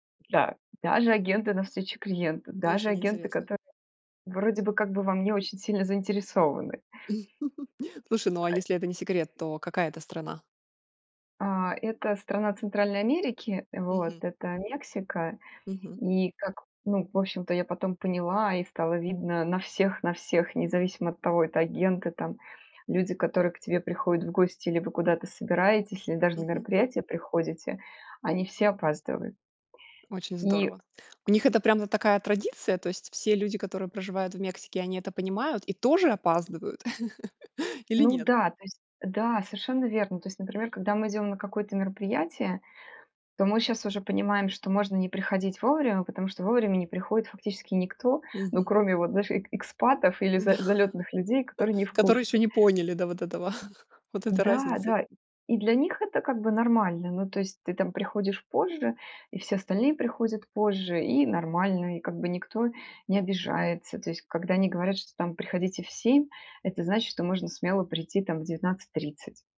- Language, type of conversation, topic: Russian, podcast, Когда вы впервые почувствовали культурную разницу?
- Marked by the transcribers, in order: other background noise; chuckle; tapping; chuckle; laughing while speaking: "М-да"; chuckle